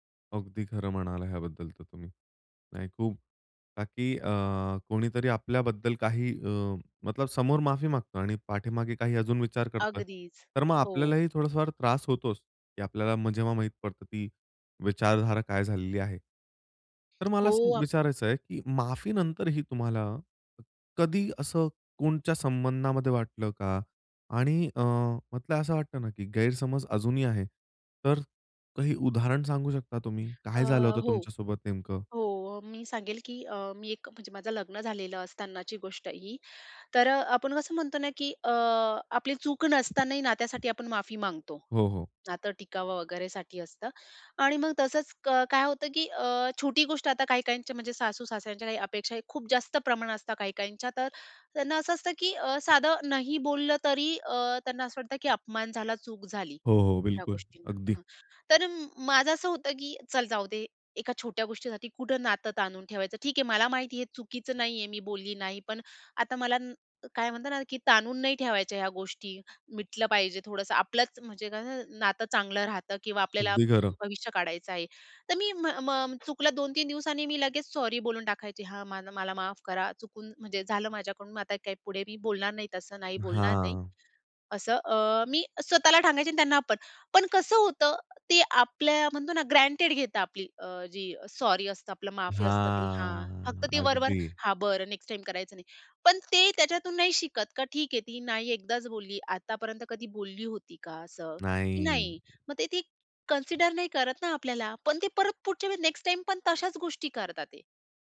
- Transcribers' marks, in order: other background noise; tapping; in English: "ग्रँटेड"; drawn out: "हां"; in English: "कन्सिडर"
- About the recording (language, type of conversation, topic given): Marathi, podcast, माफीनंतरही काही गैरसमज कायम राहतात का?